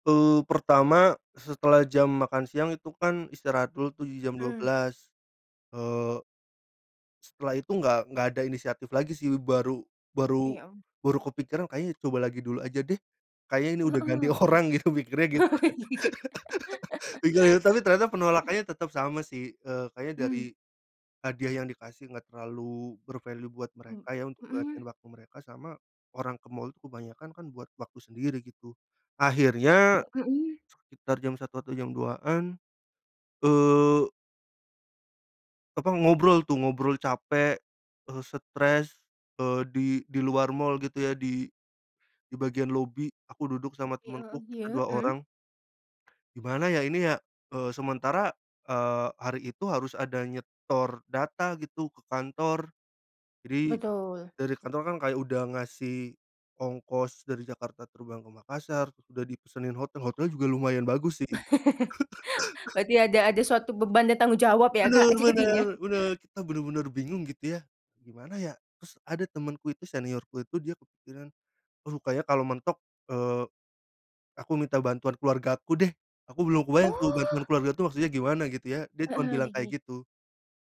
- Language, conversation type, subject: Indonesian, podcast, Pernah nggak kamu mentok di tengah proyek? Cerita dong?
- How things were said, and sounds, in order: laughing while speaking: "orang. Gitu mikirnya gitu kan"; laugh; in English: "ber-value"; tapping; laugh; laughing while speaking: "jadinya?"; other background noise